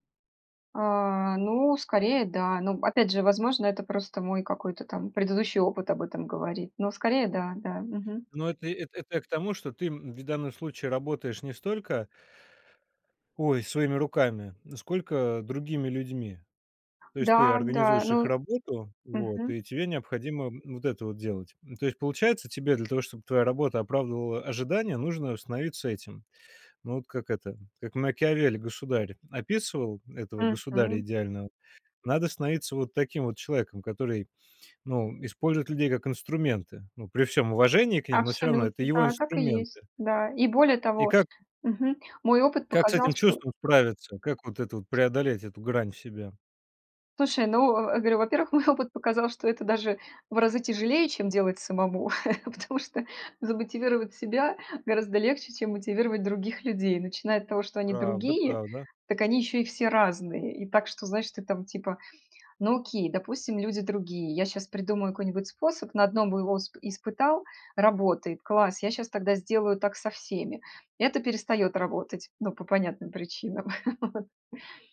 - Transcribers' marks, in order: other background noise; laughing while speaking: "мой"; chuckle; laughing while speaking: "Потому что"; chuckle; laughing while speaking: "Вот"
- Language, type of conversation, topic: Russian, podcast, Что делать, если новая работа не оправдала ожиданий?